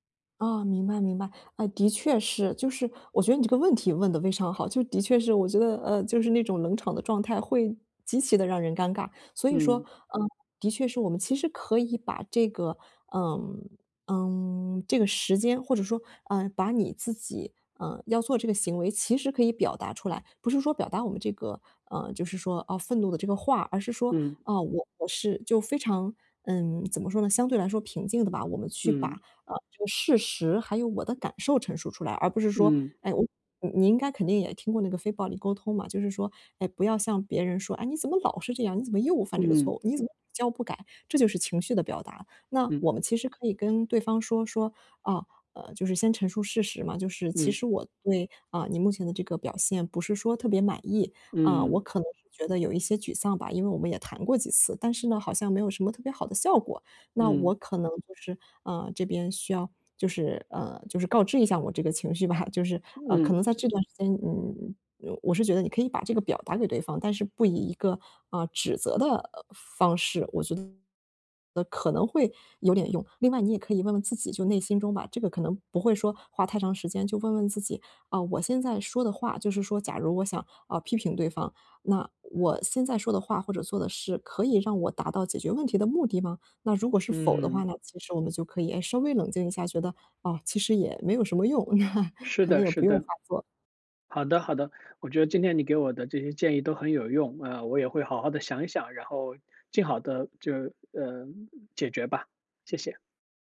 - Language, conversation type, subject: Chinese, advice, 情绪激动时，我该如何练习先暂停并延迟反应？
- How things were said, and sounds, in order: laughing while speaking: "情绪吧"; laugh